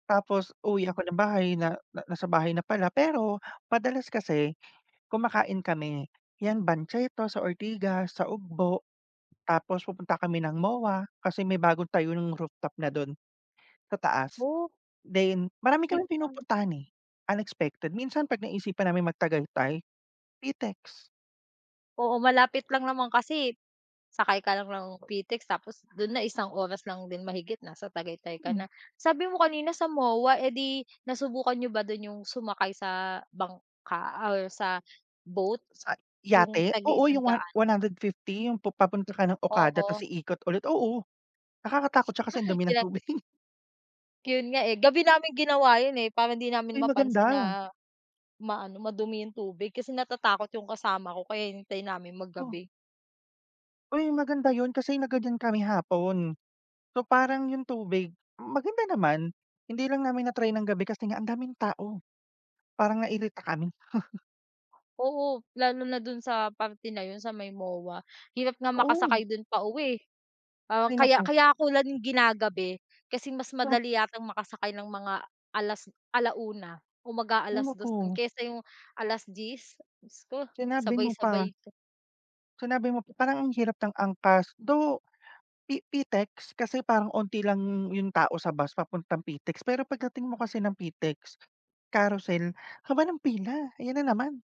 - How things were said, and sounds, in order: in Italian: "banchetto"; chuckle; chuckle; tapping
- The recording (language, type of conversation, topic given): Filipino, unstructured, Ano ang mas gusto mong gawin tuwing Sabado at Linggo: maglinis ng bahay o magpahinga na lang?